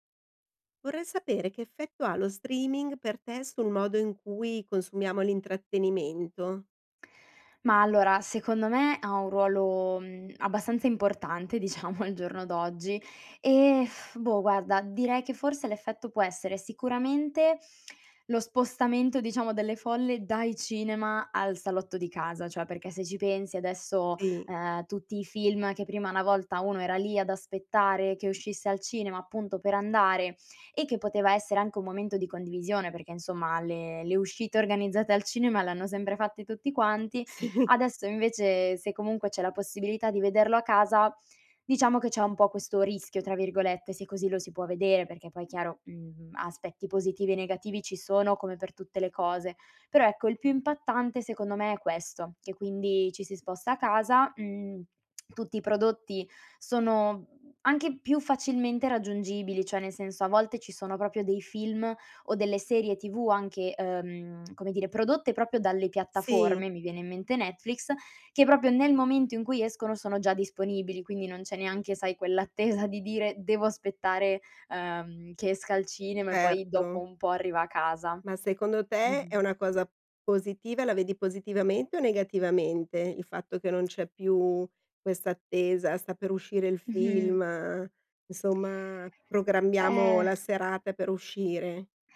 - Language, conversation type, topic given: Italian, podcast, Che effetto ha lo streaming sul modo in cui consumiamo l’intrattenimento?
- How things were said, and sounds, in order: laughing while speaking: "diciamo"; lip trill; lip smack; "cioè" said as "ceh"; "sempre" said as "sembre"; laughing while speaking: "Sì"; lip smack; "proprio" said as "propio"; "proprio" said as "propio"; "proprio" said as "propio"; laughing while speaking: "attesa"; chuckle; "insomma" said as "isomma"